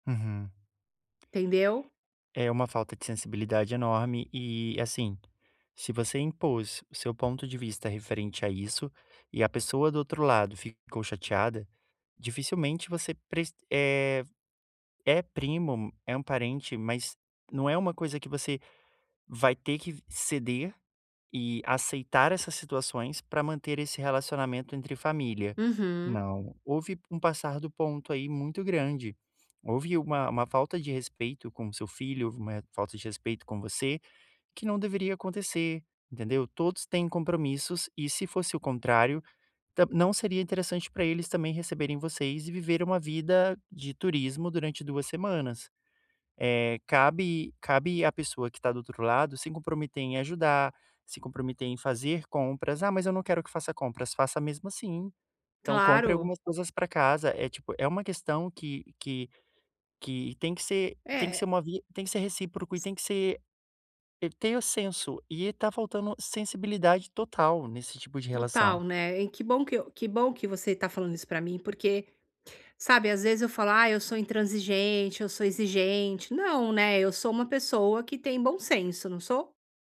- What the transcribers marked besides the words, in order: none
- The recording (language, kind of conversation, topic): Portuguese, advice, Como posso falar com minha família sobre limites sem brigas?